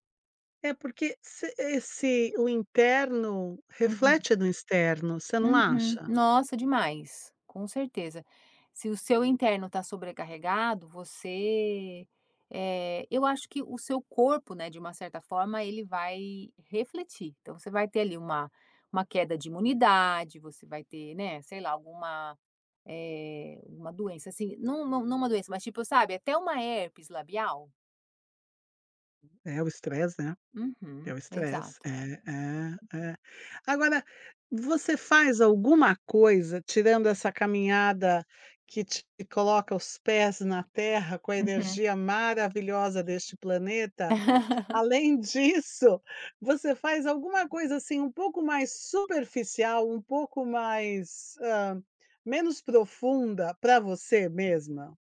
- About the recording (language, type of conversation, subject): Portuguese, podcast, Como você encaixa o autocuidado na correria do dia a dia?
- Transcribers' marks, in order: tapping; other background noise; laugh; laughing while speaking: "disso"